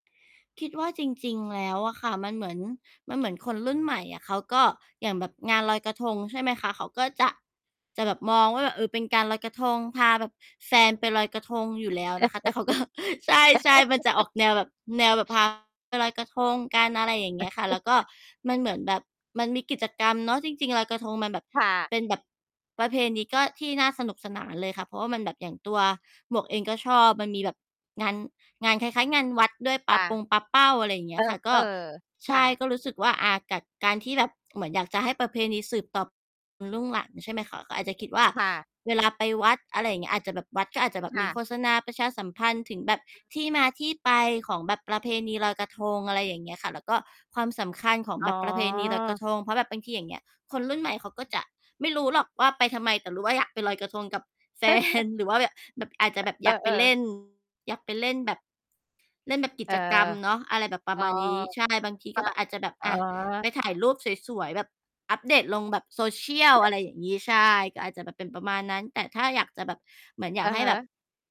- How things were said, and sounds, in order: other background noise; giggle; laughing while speaking: "ก็"; chuckle; distorted speech; chuckle; other noise; tapping; chuckle; laughing while speaking: "แฟน"
- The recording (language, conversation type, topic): Thai, unstructured, ประเพณีใดที่คุณอยากให้คนรุ่นใหม่รู้จักมากขึ้น?